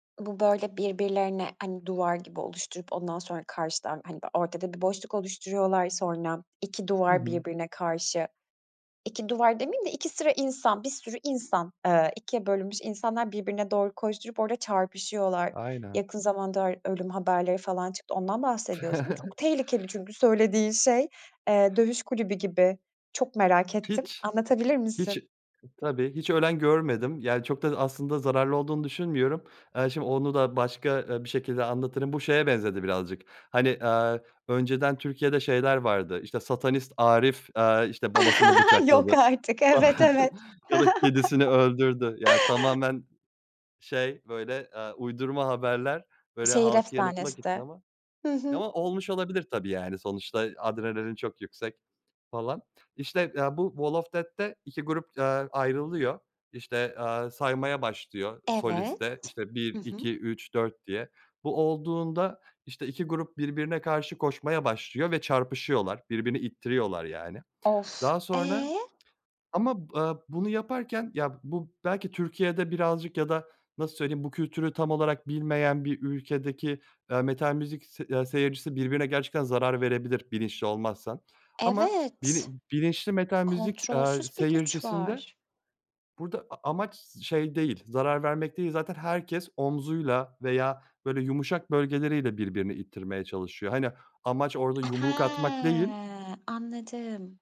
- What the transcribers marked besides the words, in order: chuckle; tapping; chuckle; laughing while speaking: "falan"; chuckle; in English: "wall of death'te"; other background noise
- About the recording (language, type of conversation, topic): Turkish, podcast, Bir konser anını benimle paylaşır mısın?